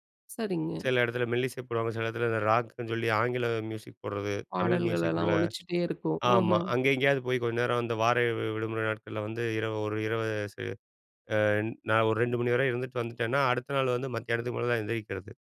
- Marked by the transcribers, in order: none
- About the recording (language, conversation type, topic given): Tamil, podcast, தனிமை வந்தபோது நீங்கள் எப்போது தீர்வைத் தேடத் தொடங்குகிறீர்கள்?